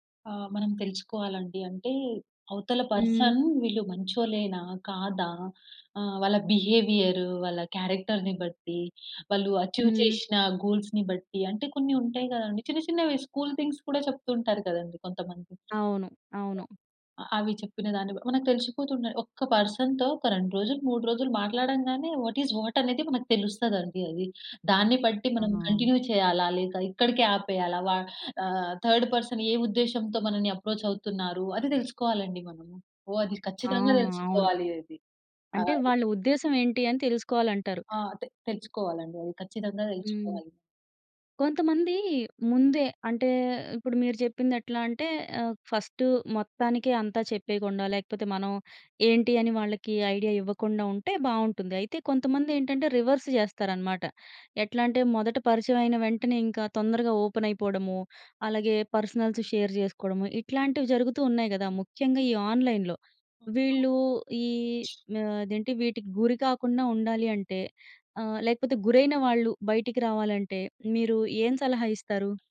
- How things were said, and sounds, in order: in English: "పర్సన్"; other background noise; in English: "బిహేవియర్"; in English: "క్యారెక్టర్‌ని"; in English: "అచీవ్"; in English: "స్కూల్ థింగ్స్"; in English: "పర్సన్‌తో"; in English: "వాట్ ఈస్ వాట్"; in English: "కంటిన్యూ"; in English: "థర్డ్ పర్సన్"; in English: "అప్రోచ్"; in English: "ఫస్ట్"; in English: "ఐడియా"; in English: "రివర్స్"; in English: "ఓపెన్"; in English: "పర్సనల్స్ షేర్"; in English: "ఆన్లైన్‌లో"
- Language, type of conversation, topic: Telugu, podcast, చిన్న చిన్న సంభాషణలు ఎంతవరకు సంబంధాలను బలోపేతం చేస్తాయి?